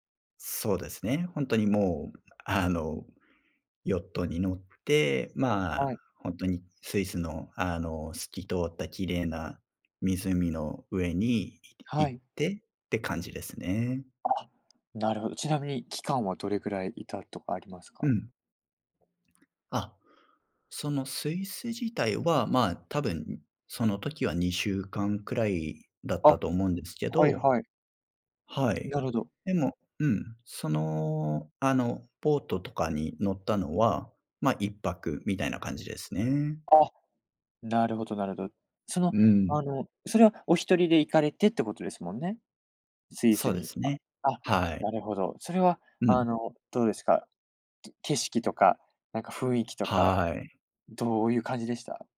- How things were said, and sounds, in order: other noise
- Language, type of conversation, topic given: Japanese, podcast, 最近の自然を楽しむ旅行で、いちばん心に残った瞬間は何でしたか？